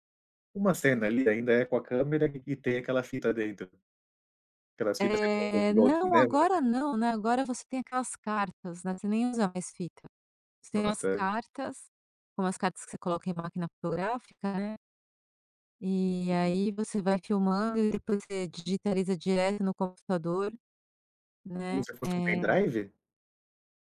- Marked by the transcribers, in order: tapping; other background noise; in English: "pen-drive?"
- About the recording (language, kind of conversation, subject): Portuguese, podcast, Como você se preparou para uma mudança de carreira?